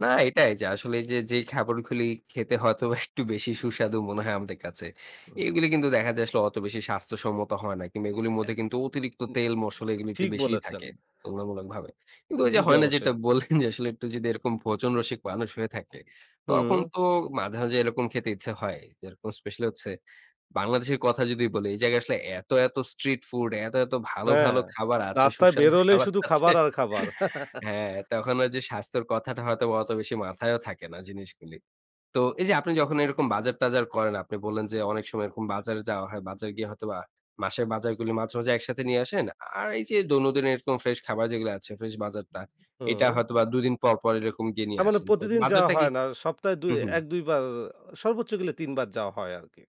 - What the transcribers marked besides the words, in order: "খাবারগুলি" said as "খাবারখুলি"; scoff; laughing while speaking: "বললেন যে আসলে"; laughing while speaking: "সুস্বাদু খাবার আছে। হ্যাঁ"; chuckle; "দৈনন্দিন" said as "দৈনদিন"
- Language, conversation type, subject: Bengali, podcast, বাজারে যাওয়ার আগে খাবারের তালিকা ও কেনাকাটার পরিকল্পনা কীভাবে করেন?